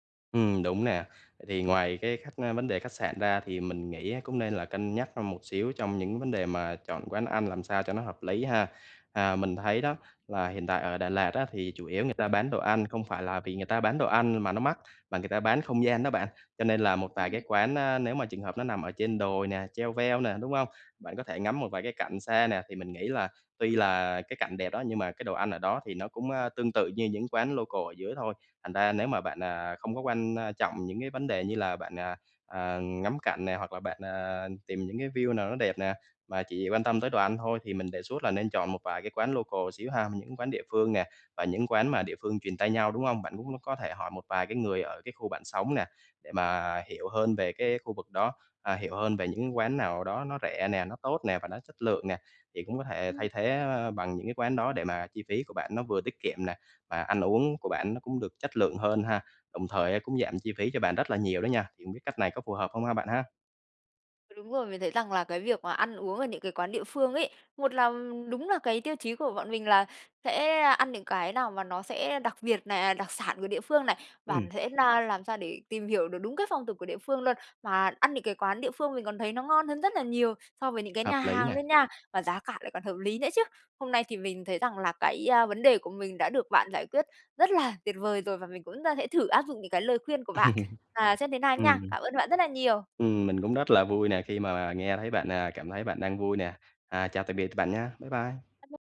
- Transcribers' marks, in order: in English: "local"; in English: "view"; tapping; in English: "local"; other background noise; laughing while speaking: "Ừm"; unintelligible speech
- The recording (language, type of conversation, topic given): Vietnamese, advice, Làm sao quản lý ngân sách và thời gian khi du lịch?